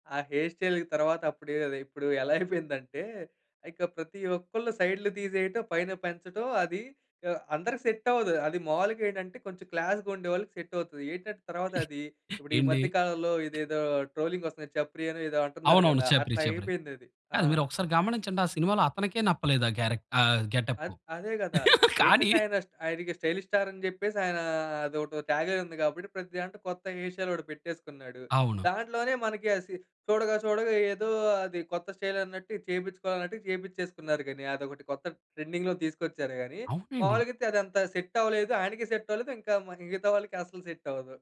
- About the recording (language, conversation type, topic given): Telugu, podcast, సినిమాలు లేదా ప్రముఖులు మీ వ్యక్తిగత శైలిని ఎంతవరకు ప్రభావితం చేస్తారు?
- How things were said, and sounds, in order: in English: "హెయిర్ స్టైల్‌కి"; giggle; in English: "క్లాస్‌గా"; other noise; tapping; in Hindi: "చప్రి. చప్రి"; in English: "క్యారెక్ట్"; chuckle; in English: "స్టైలిష్ స్టార్"; in English: "టాగ్‌లైన్"; in English: "హెయిర్ స్టైల్"; in English: "ట్రెండింగ్‌లో"